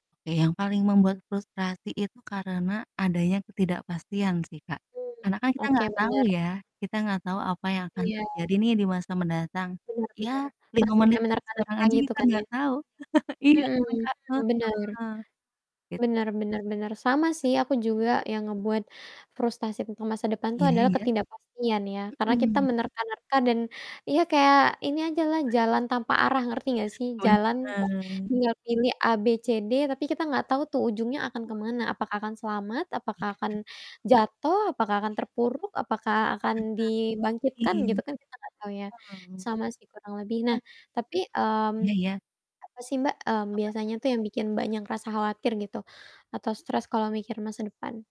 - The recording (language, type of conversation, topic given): Indonesian, unstructured, Apa yang paling membuatmu frustrasi saat memikirkan masa depan?
- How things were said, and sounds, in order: static; distorted speech; laugh; other background noise